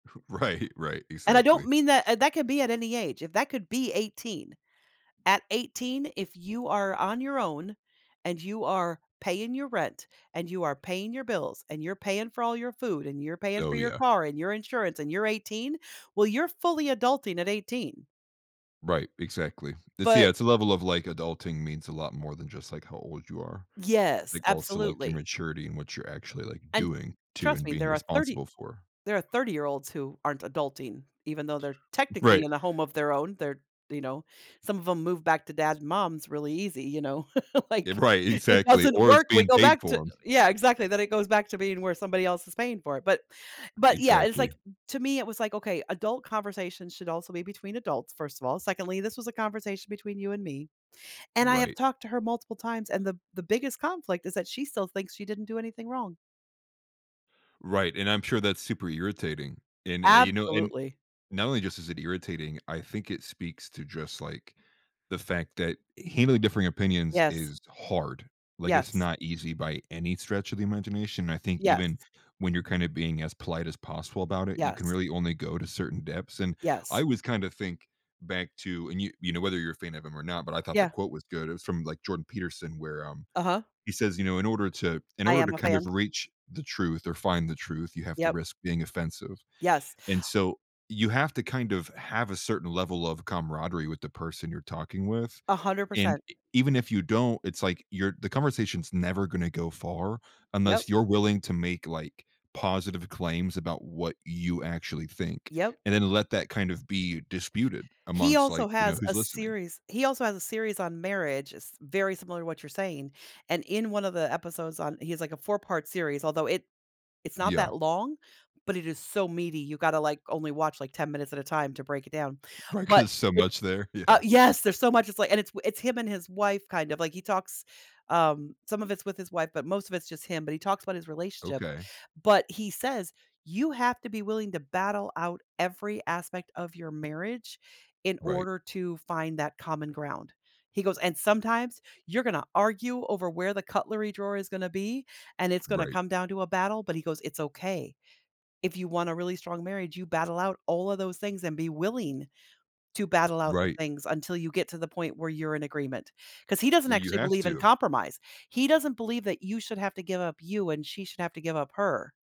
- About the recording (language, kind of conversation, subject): English, unstructured, What are some effective ways to navigate disagreements with family members?
- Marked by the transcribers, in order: chuckle; laughing while speaking: "Right"; other background noise; other noise; laughing while speaking: "Right"; laugh; laughing while speaking: "Like"; laughing while speaking: "right"; stressed: "yes"; laughing while speaking: "yeah"